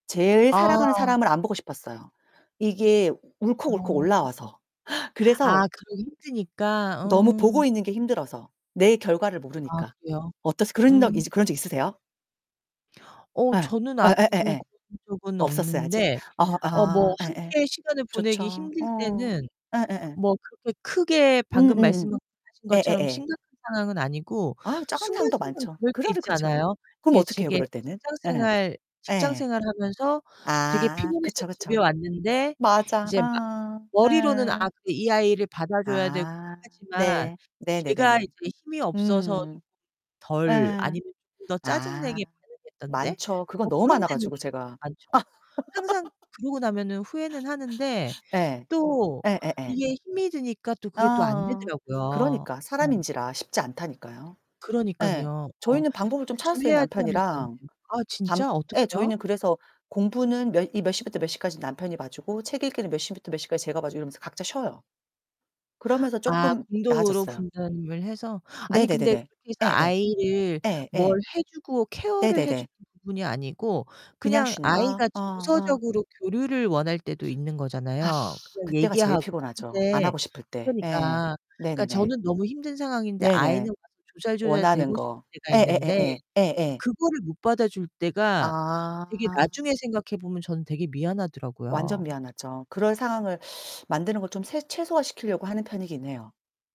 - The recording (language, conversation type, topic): Korean, unstructured, 사랑하는 사람과 함께 보내는 시간은 왜 소중할까요?
- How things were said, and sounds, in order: other background noise; distorted speech; tapping; static; "짜증나는" said as "짜근"; laugh; sniff; teeth sucking